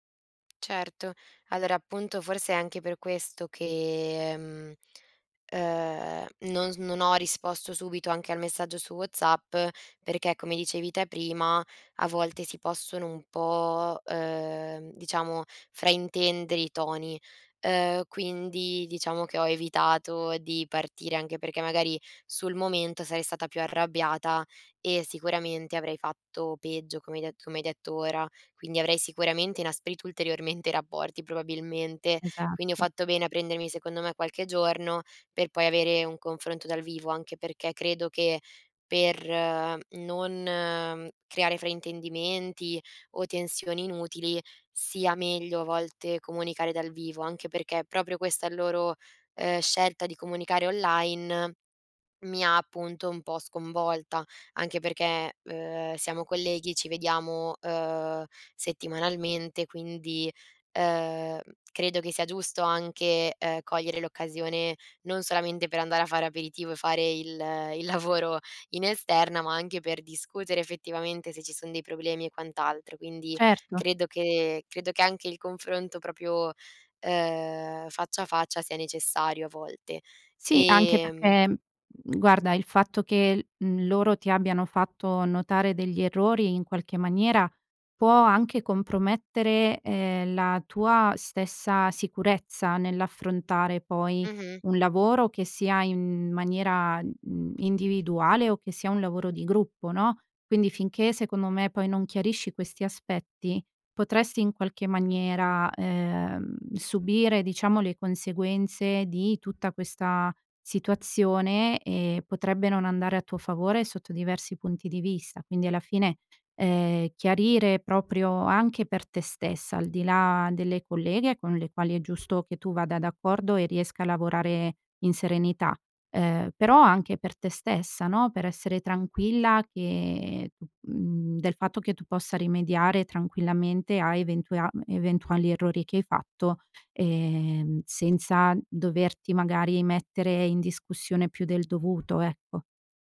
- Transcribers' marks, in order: tapping; other background noise; lip smack; laughing while speaking: "lavoro in esterna"; lip smack; unintelligible speech
- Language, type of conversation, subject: Italian, advice, Come posso gestire le critiche costanti di un collega che stanno mettendo a rischio la collaborazione?